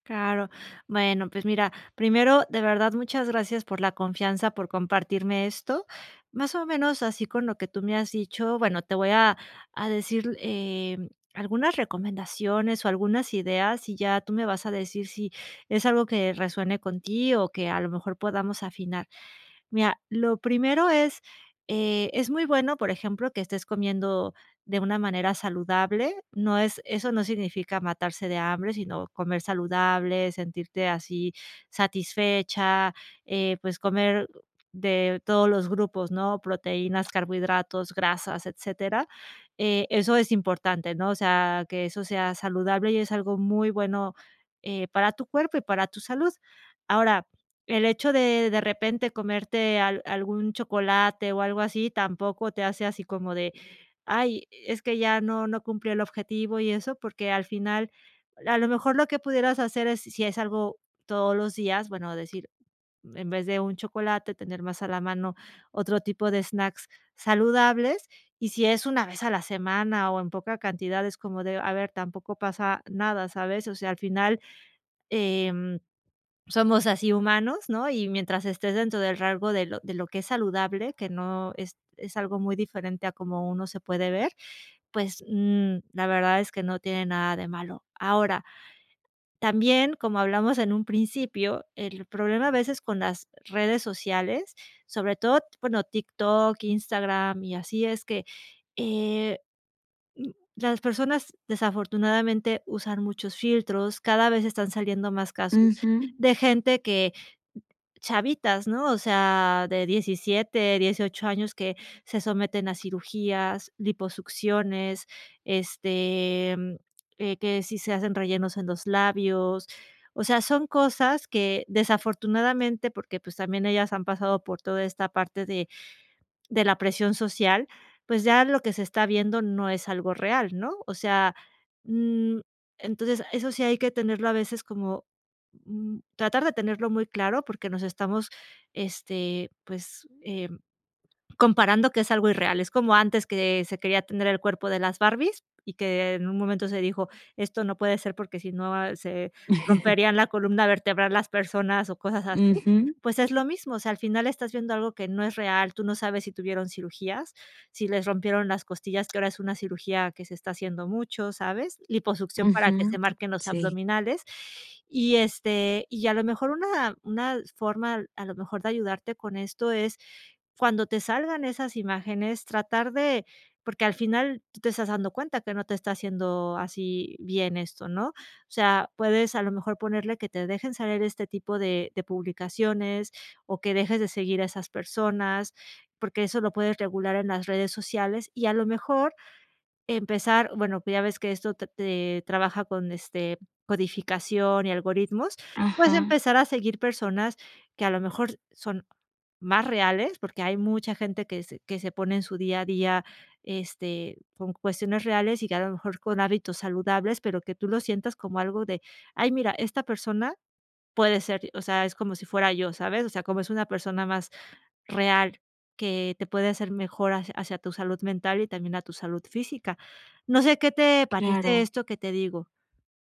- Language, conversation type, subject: Spanish, advice, ¿Qué tan preocupado(a) te sientes por tu imagen corporal cuando te comparas con otras personas en redes sociales?
- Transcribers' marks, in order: other background noise; laugh; other noise